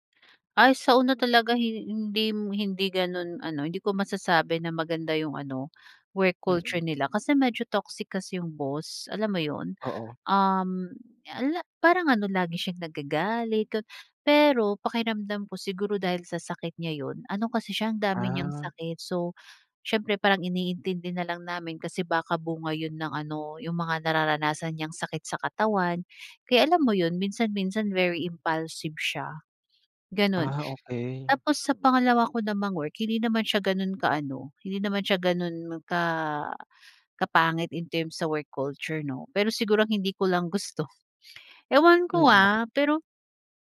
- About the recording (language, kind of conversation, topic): Filipino, podcast, Anong simpleng nakagawian ang may pinakamalaking epekto sa iyo?
- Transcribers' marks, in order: wind; other background noise; tapping; chuckle